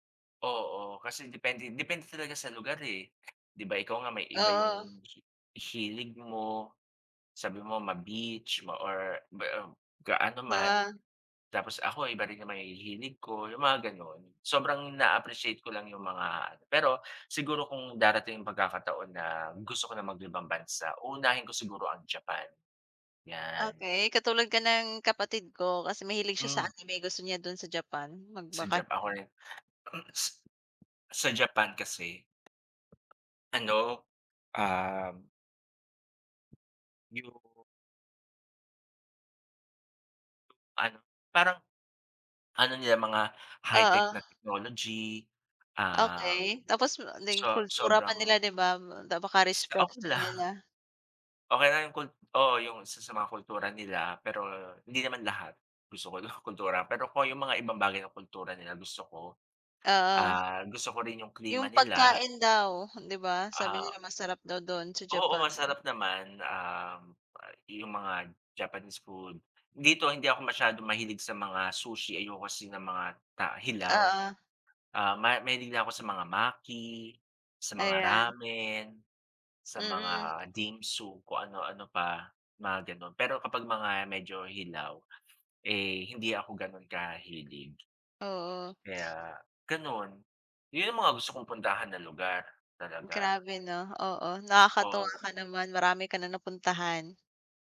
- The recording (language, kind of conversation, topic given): Filipino, unstructured, Saan mo gustong magbakasyon kung magkakaroon ka ng pagkakataon?
- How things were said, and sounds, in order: other noise; tapping; unintelligible speech; "Oo" said as "Na-a"; other background noise; laughing while speaking: "okay lang"; laughing while speaking: "gusto ko kultura"